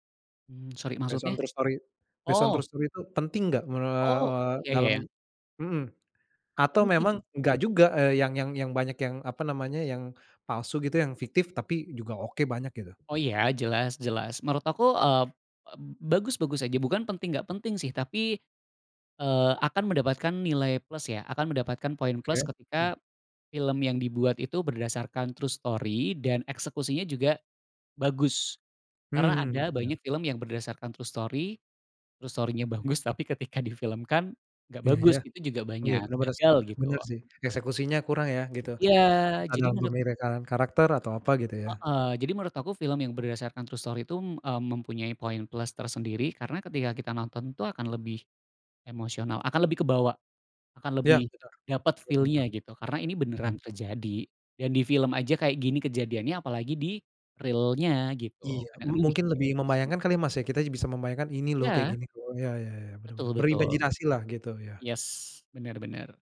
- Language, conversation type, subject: Indonesian, podcast, Film atau serial apa yang selalu kamu rekomendasikan, dan kenapa?
- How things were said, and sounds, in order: in English: "Based on true story based on true story"; tapping; in English: "true story"; in English: "true story true story-nya"; in English: "true story"; unintelligible speech; in English: "feel-nya"; in English: "di-real-nya"; other background noise